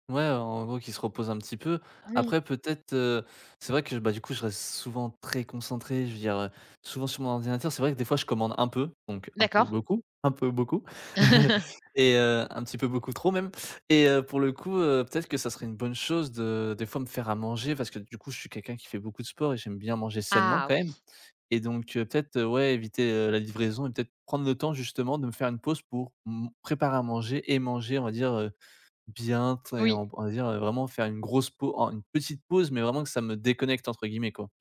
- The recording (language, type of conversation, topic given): French, advice, Comment puis-je rester concentré pendant de longues sessions, même sans distractions ?
- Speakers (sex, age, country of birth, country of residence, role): female, 30-34, France, France, advisor; male, 20-24, France, France, user
- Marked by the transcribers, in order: tapping; chuckle; laugh